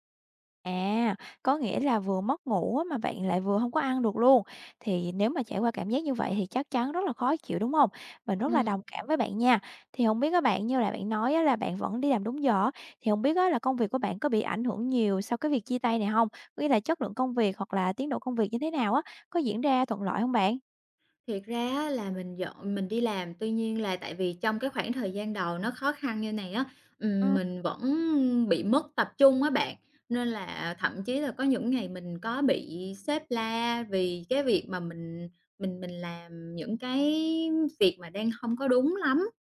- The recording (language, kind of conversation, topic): Vietnamese, advice, Mình vừa chia tay và cảm thấy trống rỗng, không biết nên bắt đầu từ đâu để ổn hơn?
- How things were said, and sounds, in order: tapping; other background noise